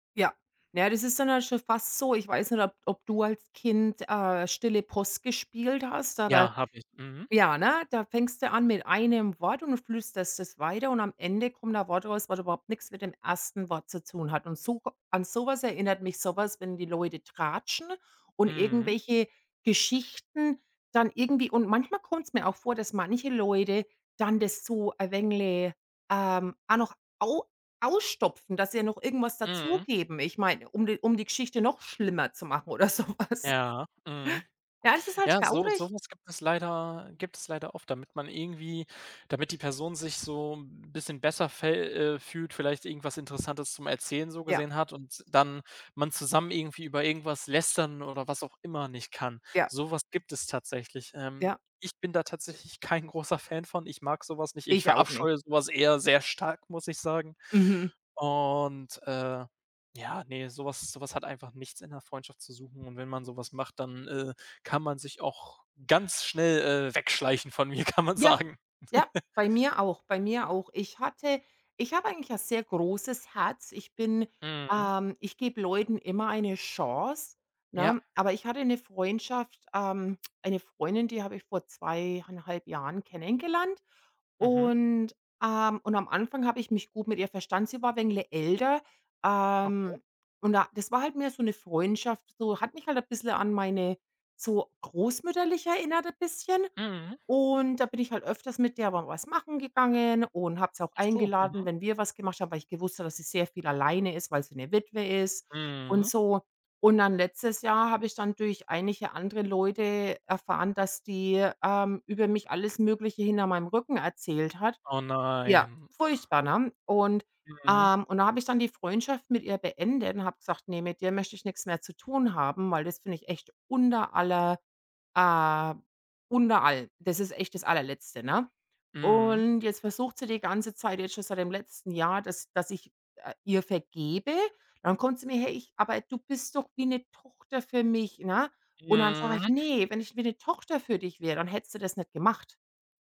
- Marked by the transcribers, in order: laughing while speaking: "oder sowas"; stressed: "wegschleichen"; laughing while speaking: "kann man sagen"; chuckle; drawn out: "nein"
- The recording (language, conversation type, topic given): German, unstructured, Was macht für dich eine gute Freundschaft aus?